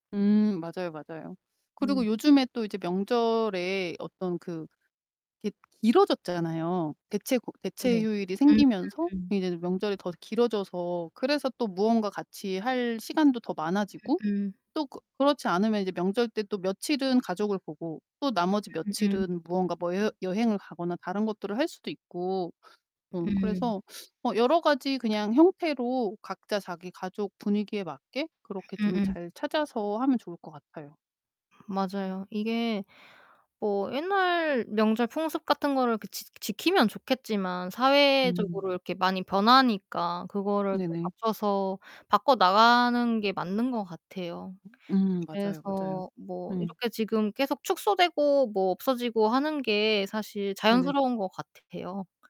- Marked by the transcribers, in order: tapping; distorted speech; other background noise
- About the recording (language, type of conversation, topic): Korean, unstructured, 한국 명절 때 가장 기억에 남는 풍습은 무엇인가요?